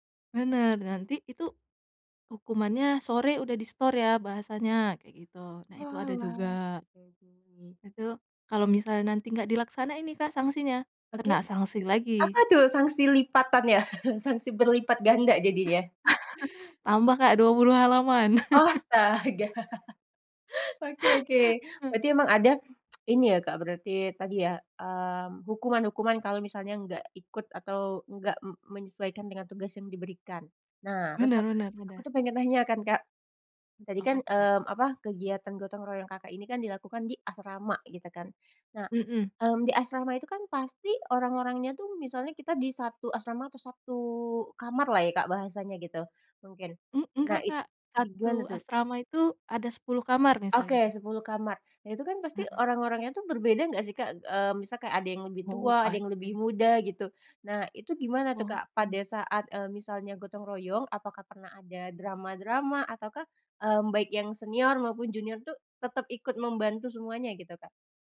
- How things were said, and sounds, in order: tapping; chuckle; laughing while speaking: "Astaga"; laugh; chuckle
- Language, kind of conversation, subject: Indonesian, podcast, Pernahkah Anda ikut gotong royong, dan apa pengalaman serta pelajaran yang Anda dapatkan?